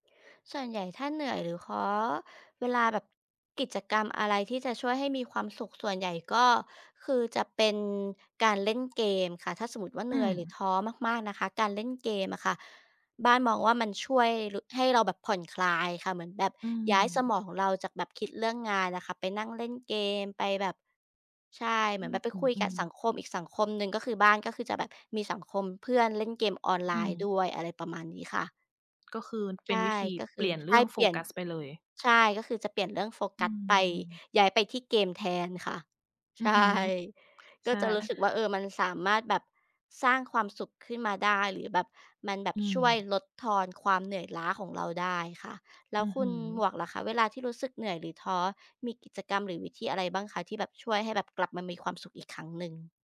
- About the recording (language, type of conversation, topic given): Thai, unstructured, อะไรที่ทำให้คุณรู้สึกสุขใจในแต่ละวัน?
- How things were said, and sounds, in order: "ท้อ" said as "ค้อ"; other background noise